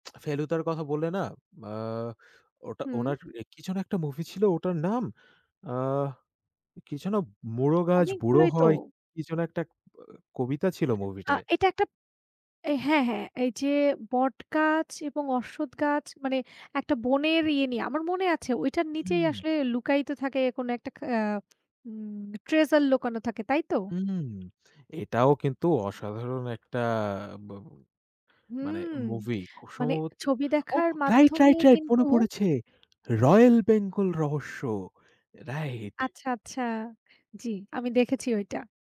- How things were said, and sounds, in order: none
- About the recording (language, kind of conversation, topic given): Bengali, unstructured, তোমার জীবনের সবচেয়ে মজার সিনেমা দেখার মুহূর্তটা কী ছিল?